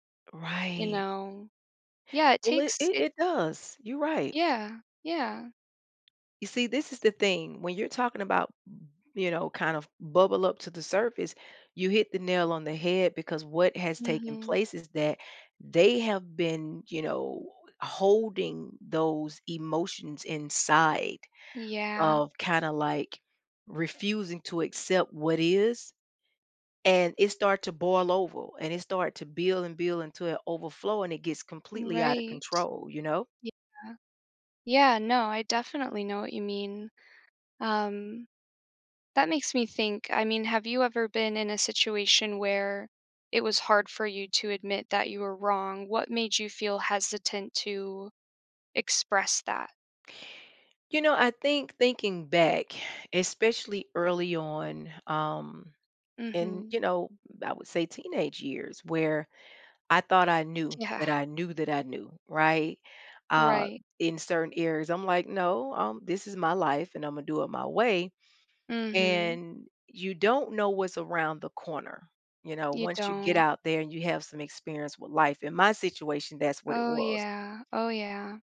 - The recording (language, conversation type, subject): English, unstructured, Why do people find it hard to admit they're wrong?
- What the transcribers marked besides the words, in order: tapping; laughing while speaking: "Yeah"